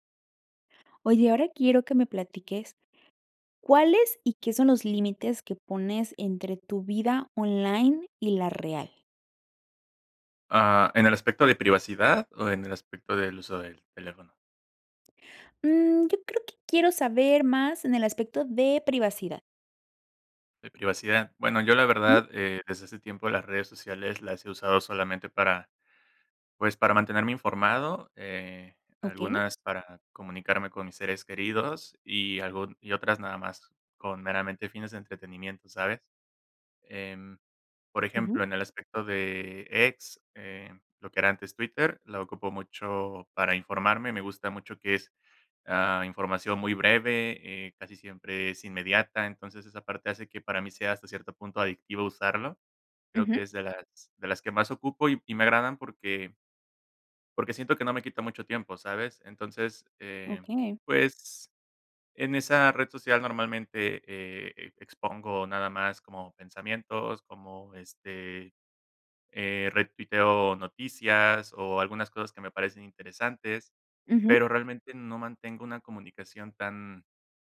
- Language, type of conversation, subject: Spanish, podcast, ¿Qué límites pones entre tu vida en línea y la presencial?
- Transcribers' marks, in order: none